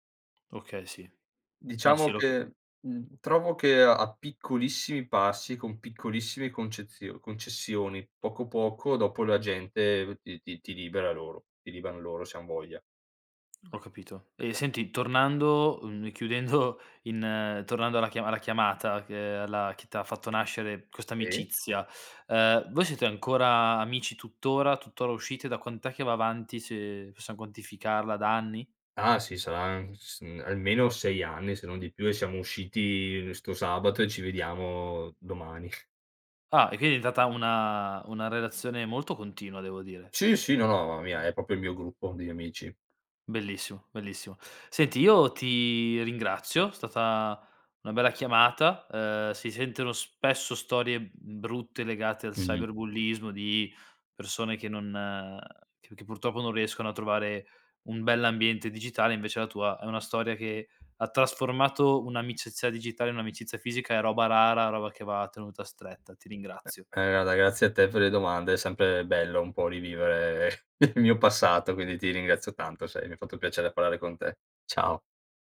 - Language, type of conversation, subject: Italian, podcast, Quale hobby ti ha regalato amici o ricordi speciali?
- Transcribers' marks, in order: tapping; laughing while speaking: "chiudendo"; snort; "quindi" said as "quini"; "diventata" said as "divetata"; "proprio" said as "propio"; "sentono" said as "senteno"; other background noise; chuckle